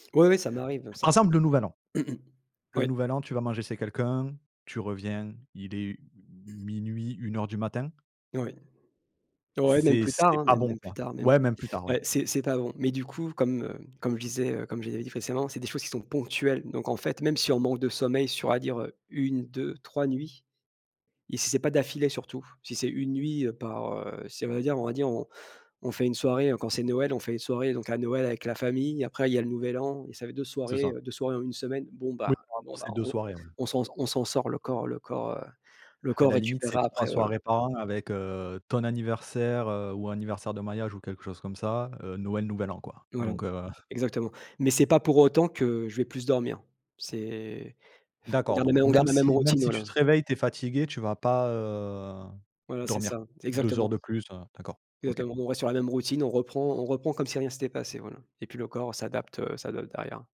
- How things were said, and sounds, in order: other noise; tapping; drawn out: "heu"
- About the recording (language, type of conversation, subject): French, podcast, Quelles petites habitudes t’aident à mieux dormir ?